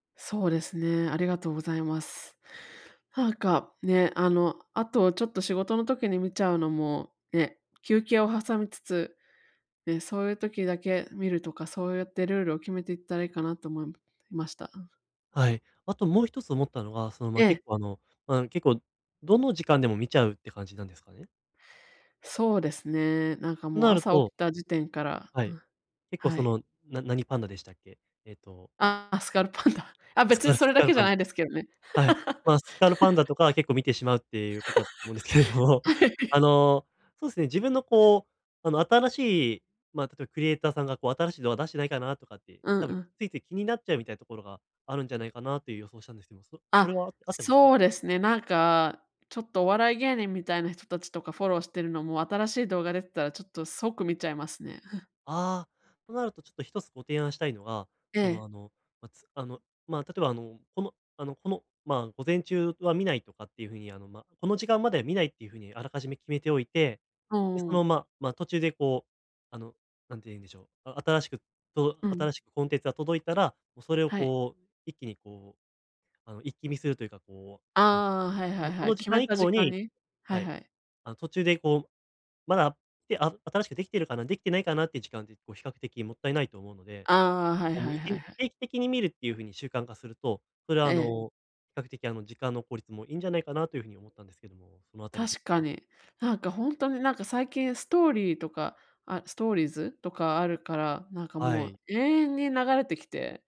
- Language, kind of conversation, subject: Japanese, advice, 集中したい時間にスマホや通知から距離を置くには、どう始めればよいですか？
- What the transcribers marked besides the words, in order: tapping; laugh; laughing while speaking: "思うんですけれども"; laughing while speaking: "はい"; other background noise; chuckle